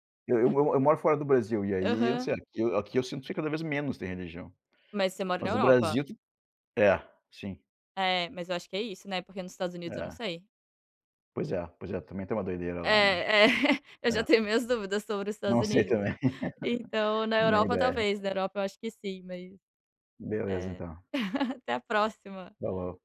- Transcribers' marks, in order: chuckle; laugh; chuckle
- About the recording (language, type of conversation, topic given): Portuguese, unstructured, Como você decide entre assistir a um filme ou ler um livro?